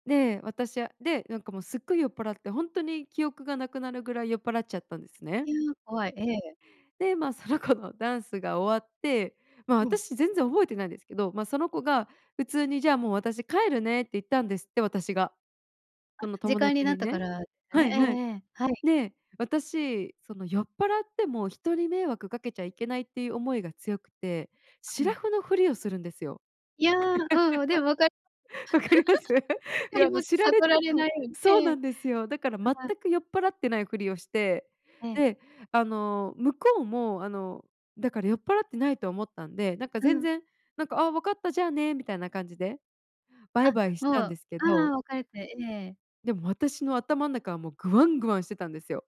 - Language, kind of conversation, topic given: Japanese, podcast, 見知らぬ人に助けられたことはありますか？
- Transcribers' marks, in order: laugh; laughing while speaking: "わかります？"; laugh; laughing while speaking: "分かります。悟られないように"